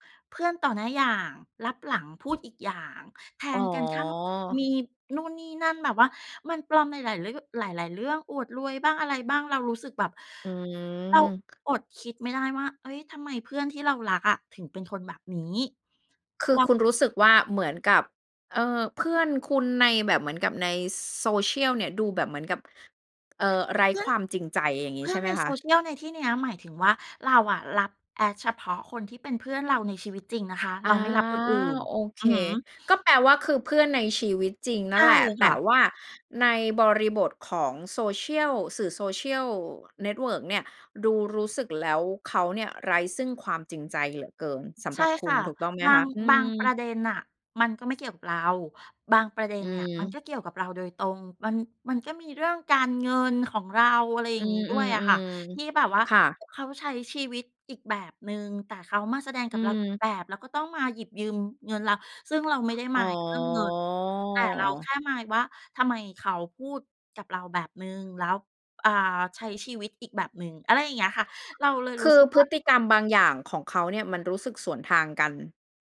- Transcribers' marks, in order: other background noise; in English: "Add"; drawn out: "อ๋อ"
- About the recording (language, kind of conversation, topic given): Thai, podcast, คุณเคยทำดีท็อกซ์ดิจิทัลไหม แล้วเป็นยังไง?